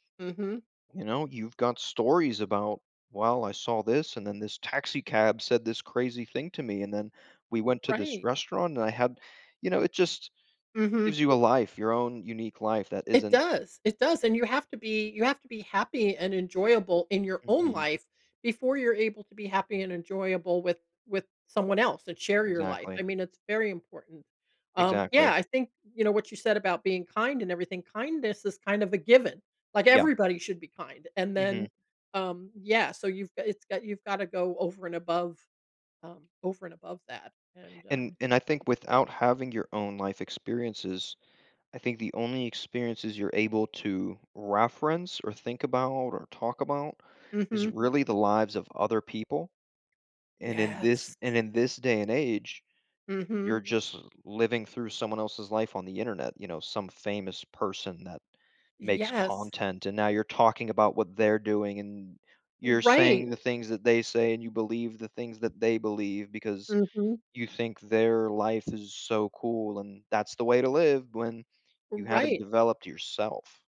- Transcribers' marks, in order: none
- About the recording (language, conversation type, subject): English, unstructured, What travel experience should everyone try?
- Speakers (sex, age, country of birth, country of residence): female, 60-64, United States, United States; male, 30-34, United States, United States